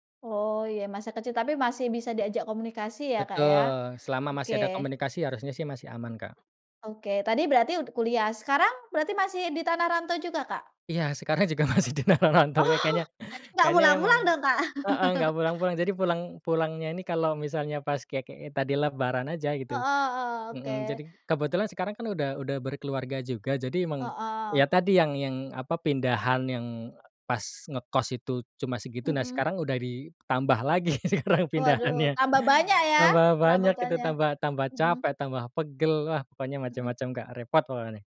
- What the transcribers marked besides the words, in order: laughing while speaking: "juga masih di tanah rantau"; laughing while speaking: "Oh"; laugh; laughing while speaking: "ditambah lagi sekarang pindahannya"
- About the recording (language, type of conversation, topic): Indonesian, podcast, Pernahkah kamu pindah dan tinggal sendiri untuk pertama kalinya, dan bagaimana rasanya?